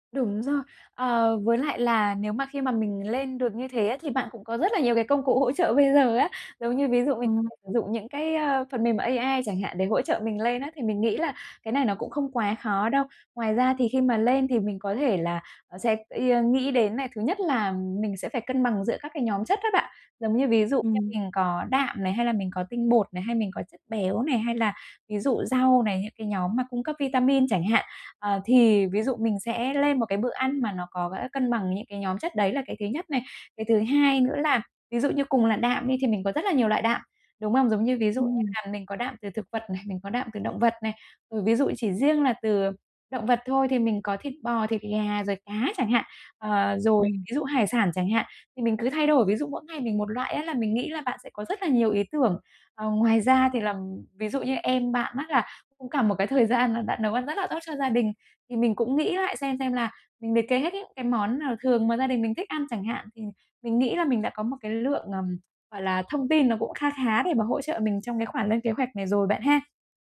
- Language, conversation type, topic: Vietnamese, advice, Làm sao để cân bằng dinh dưỡng trong bữa ăn hằng ngày một cách đơn giản?
- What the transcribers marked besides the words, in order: other background noise; tapping